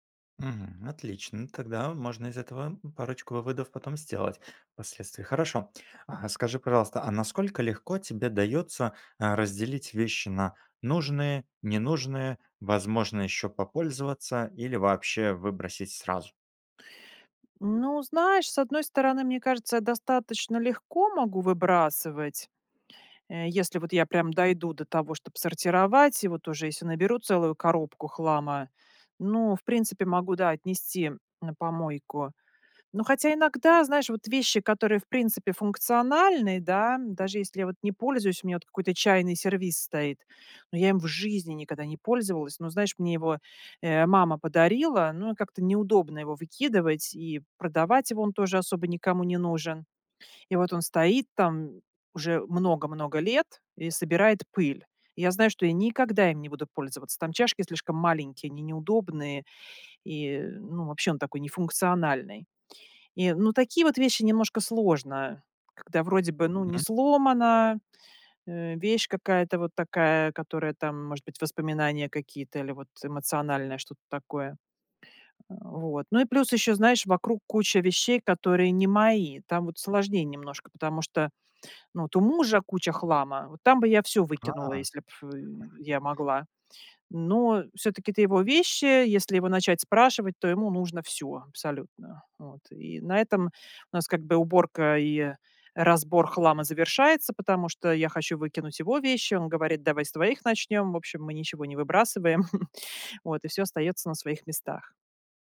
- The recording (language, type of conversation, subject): Russian, advice, Как постоянные отвлечения мешают вам завершить запланированные дела?
- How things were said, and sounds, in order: tapping; "никогда" said as "никада"; other background noise; blowing; chuckle